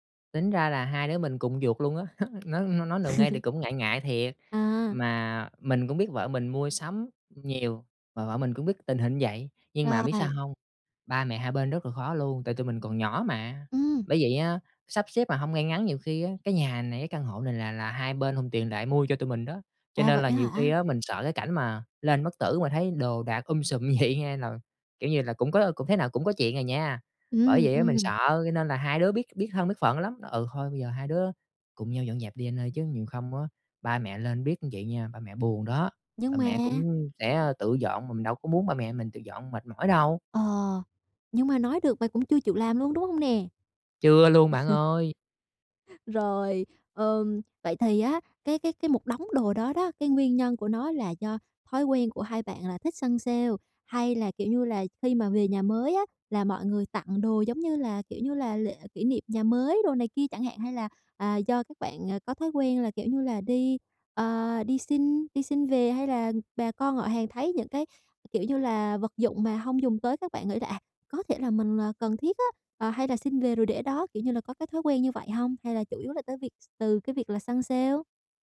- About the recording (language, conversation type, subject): Vietnamese, advice, Bạn nên bắt đầu sắp xếp và loại bỏ những đồ không cần thiết từ đâu?
- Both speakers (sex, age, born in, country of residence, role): female, 25-29, Vietnam, Vietnam, advisor; male, 30-34, Vietnam, Vietnam, user
- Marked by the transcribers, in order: laugh; tapping; laugh; laughing while speaking: "vậy"; laugh